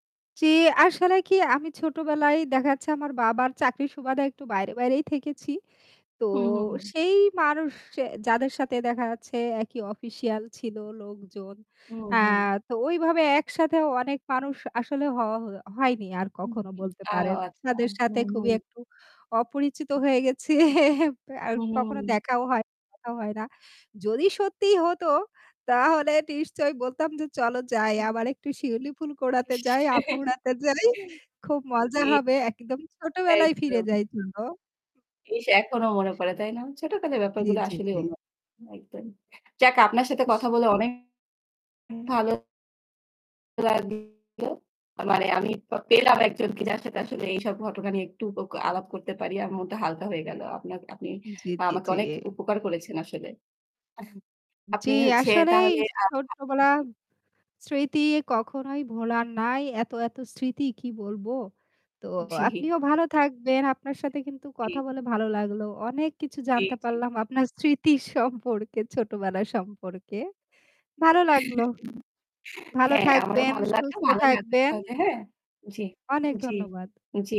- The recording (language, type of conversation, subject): Bengali, unstructured, আপনার সবচেয়ে প্রিয় শৈশবের স্মৃতি কী?
- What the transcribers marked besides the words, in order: static; lip smack; other background noise; chuckle; distorted speech; "কুড়াতে" said as "কোড়াতে"; chuckle; "আম" said as "আপ"; "কুড়াতে" said as "কোড়াতে"; laughing while speaking: "খুব মজা হবে"; chuckle; unintelligible speech; laughing while speaking: "জি"; laughing while speaking: "স্মৃতির সম্পর্কে"; chuckle